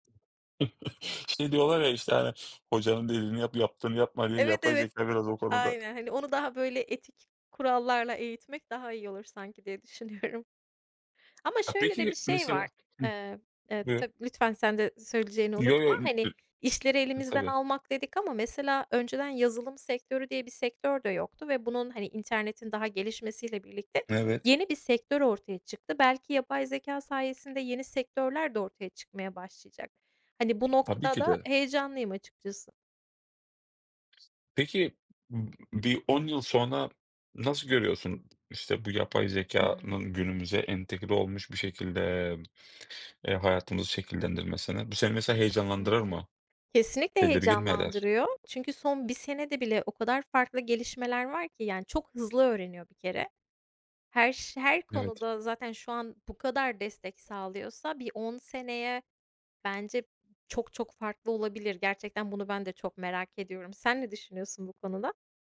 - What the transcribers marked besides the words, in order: other background noise; chuckle; tapping; laughing while speaking: "düşünüyorum"
- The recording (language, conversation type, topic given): Turkish, unstructured, Yapay zeka geleceğimizi nasıl şekillendirecek?
- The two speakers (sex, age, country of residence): female, 35-39, United States; male, 30-34, Greece